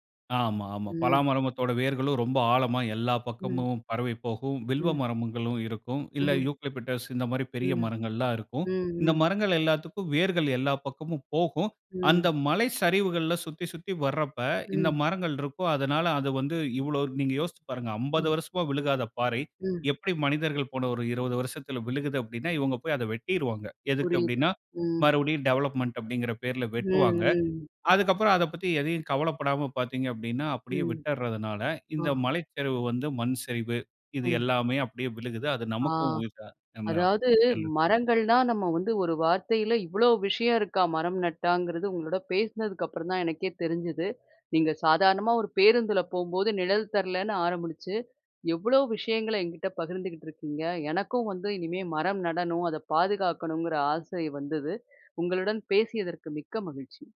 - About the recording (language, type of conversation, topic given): Tamil, podcast, மரங்களை நட்டால் என்ன பெரிய மாற்றங்கள் ஏற்படும்?
- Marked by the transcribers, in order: "மரங்களும்" said as "மரம்புகளும்"; in English: "டெவலப்மென்ட்"; unintelligible speech